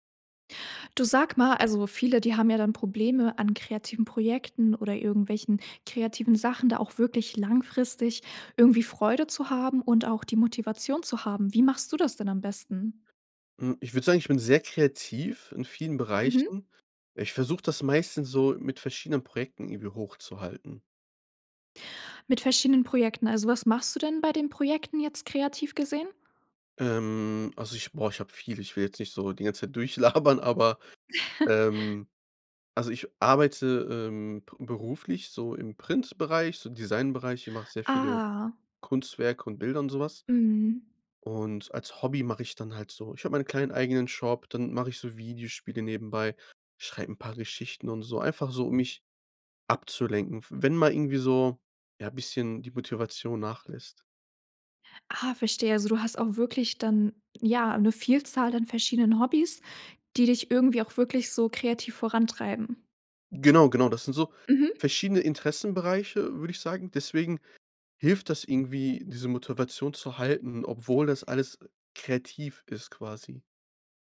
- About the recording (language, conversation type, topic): German, podcast, Wie bewahrst du dir langfristig die Freude am kreativen Schaffen?
- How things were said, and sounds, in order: laugh; other noise